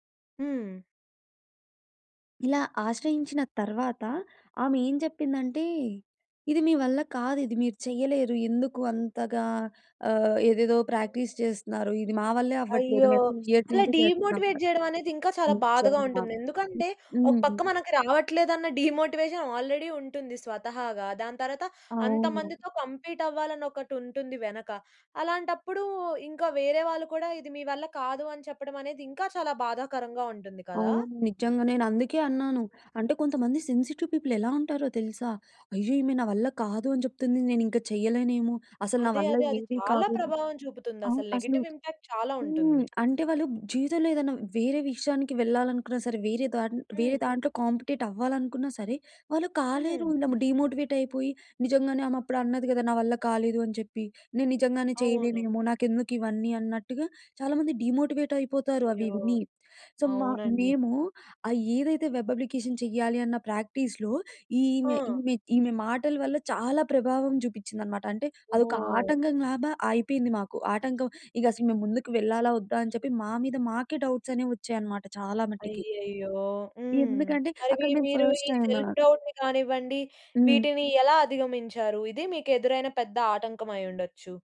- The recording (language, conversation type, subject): Telugu, podcast, ప్రాక్టీస్‌లో మీరు ఎదుర్కొన్న అతిపెద్ద ఆటంకం ఏమిటి, దాన్ని మీరు ఎలా దాటేశారు?
- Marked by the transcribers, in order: in English: "ప్రాక్టీస్"; in English: "డీమోటివేట్"; in English: "త్రీ ఇయర్స్"; other noise; in English: "డీమోటివేషన్ ఆల్రెడీ"; in English: "కంప్లీట్"; in English: "సెన్సిటివ్ పీపుల్"; in English: "నెగెటివ్ ఇంపాక్ట్"; in English: "కాంపెటేట్"; in English: "డీమోటివేట్"; in English: "డీమోటివేట్"; in English: "సో"; in English: "వెబ్ అప్లికేషన్"; in English: "ప్రాక్టీస్‌లో"; in English: "డౌట్స్"; in English: "సెల్ఫ్ డౌట్‌ని"; in English: "ఫస్ట్ టైమ్"